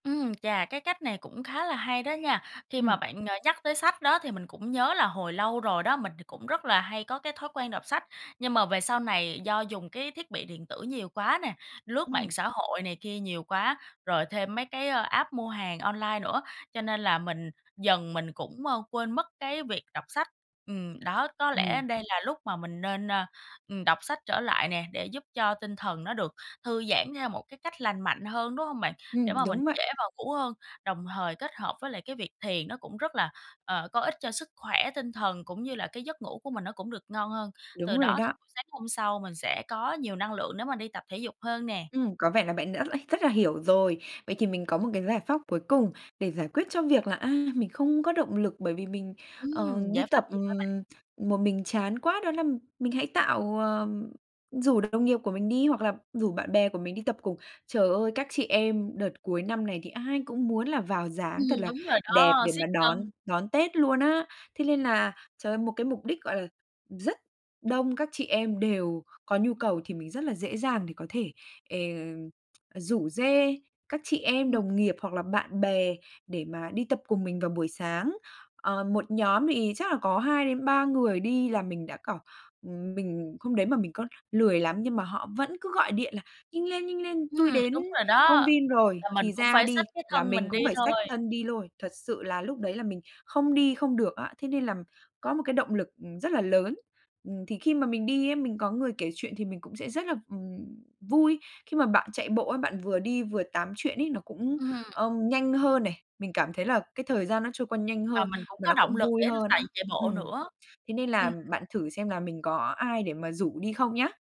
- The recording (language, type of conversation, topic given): Vietnamese, advice, Làm thế nào để tôi duy trì thói quen tập luyện vào buổi sáng?
- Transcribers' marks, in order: tapping; in English: "app"; tsk; "kiểu" said as "cảu"; other background noise